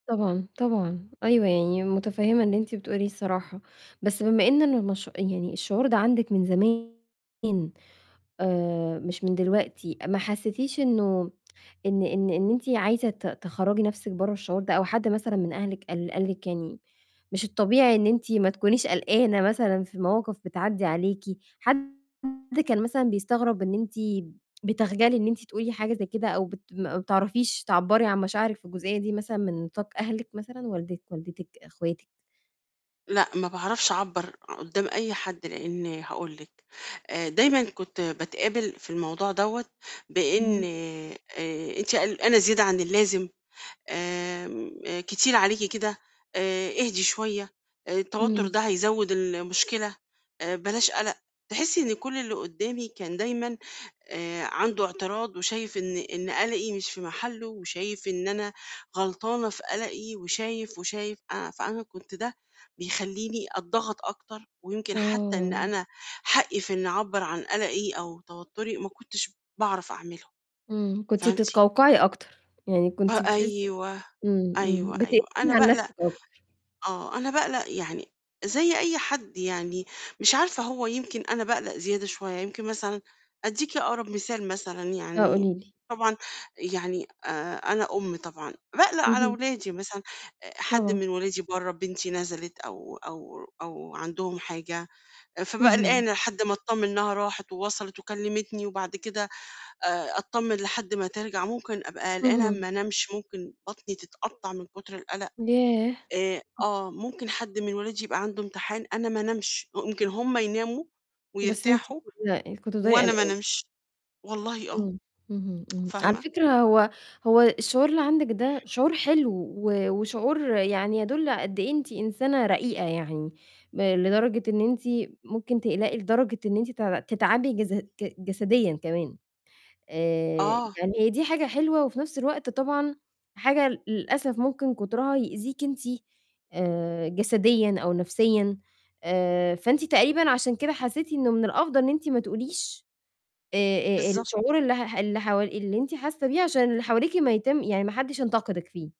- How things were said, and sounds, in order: distorted speech; other background noise; tapping; static; mechanical hum
- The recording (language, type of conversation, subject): Arabic, advice, إزاي أتعامل مع قلقّي اليومي برحمة من غير ما أحس بالخجل منه؟